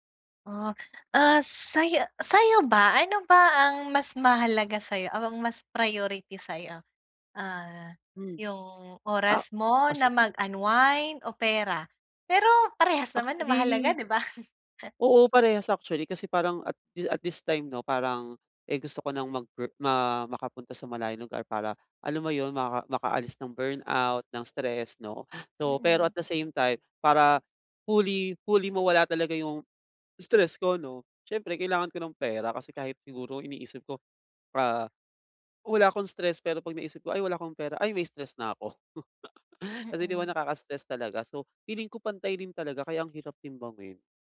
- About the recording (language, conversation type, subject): Filipino, advice, Paano ko dapat timbangin ang oras kumpara sa pera?
- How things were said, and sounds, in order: chuckle; in English: "at the same time"; chuckle